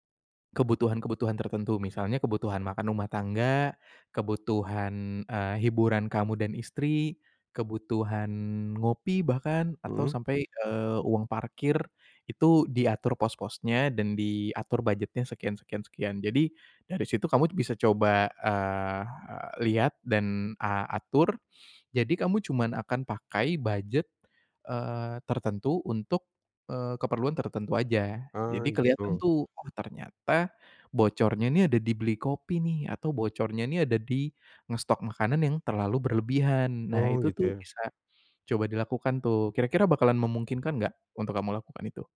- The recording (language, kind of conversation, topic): Indonesian, advice, Bagaimana cara menetapkan batas antara kebutuhan dan keinginan agar uang tetap aman?
- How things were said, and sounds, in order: tapping; other background noise